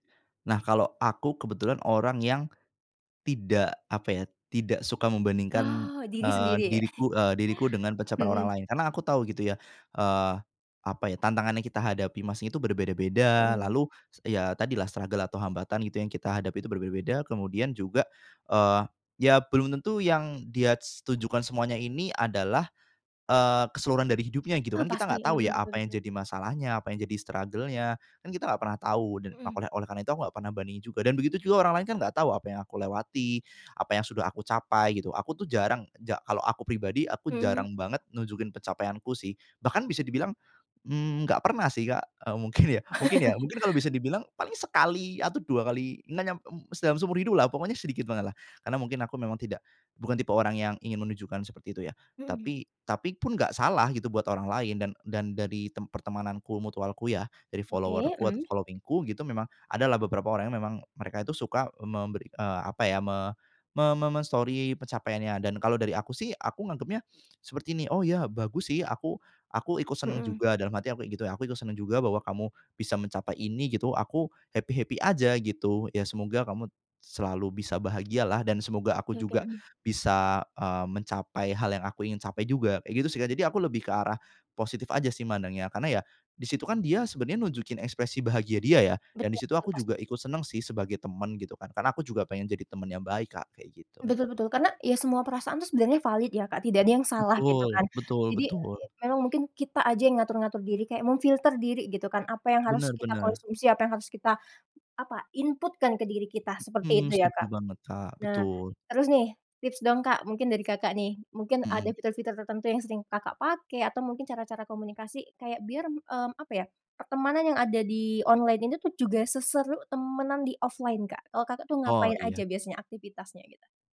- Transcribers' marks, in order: tapping; chuckle; in English: "struggle"; in English: "struggle-nya"; laughing while speaking: "mungkin ya"; chuckle; in English: "follower-ku, following-ku"; in English: "happy-happy"
- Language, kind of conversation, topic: Indonesian, podcast, Bagaimana media sosial mengubah cara kita menjalin pertemanan?